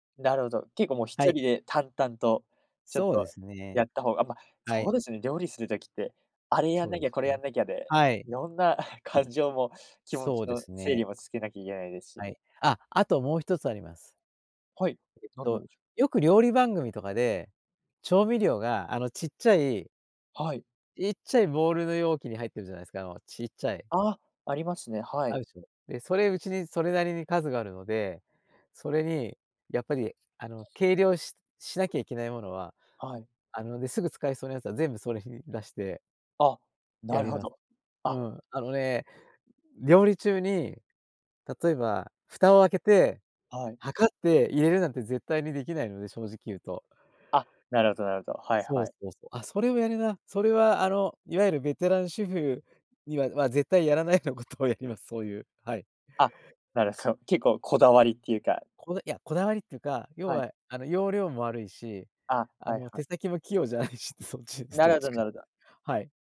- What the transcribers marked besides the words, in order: giggle; laughing while speaking: "やらないようなことをやります"; laughing while speaking: "なるほど"; laughing while speaking: "じゃないし、そっちです 、どっちか"
- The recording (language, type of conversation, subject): Japanese, podcast, 料理を作るときに、何か決まった習慣はありますか？